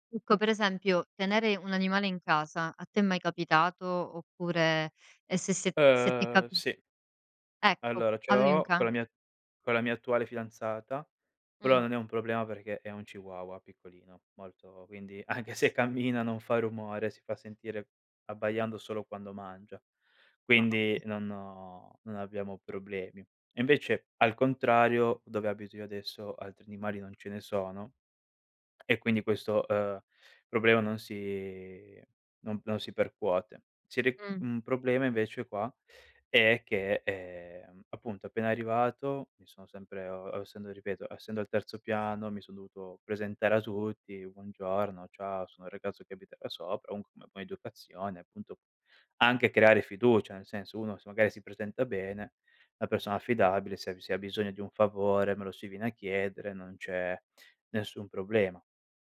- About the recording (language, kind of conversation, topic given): Italian, podcast, Come si crea fiducia tra vicini, secondo te?
- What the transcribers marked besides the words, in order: "Ecco" said as "Icco"; laughing while speaking: "anche se cammina"; unintelligible speech; other background noise; tapping; "comunque" said as "omunque"